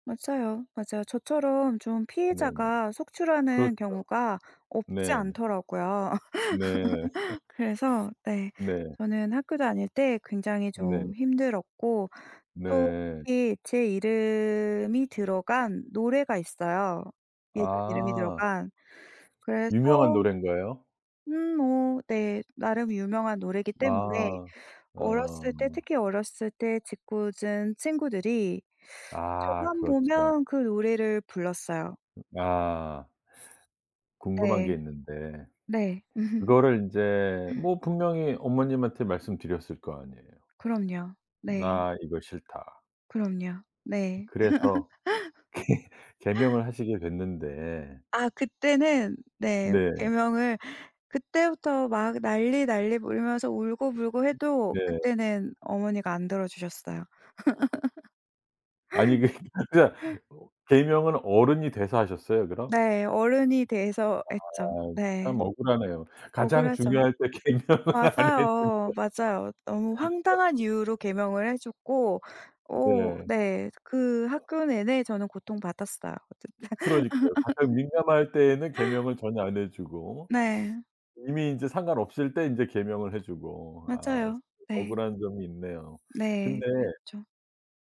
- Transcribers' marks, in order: laugh; tapping; "특히" said as "끼"; other background noise; laugh; laugh; laughing while speaking: "개"; laugh; laughing while speaking: "그 그니까"; laughing while speaking: "개명을 안 했는데"; laugh; laughing while speaking: "어쨌든"; laugh
- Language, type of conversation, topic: Korean, podcast, 네 이름에 담긴 이야기나 의미가 있나요?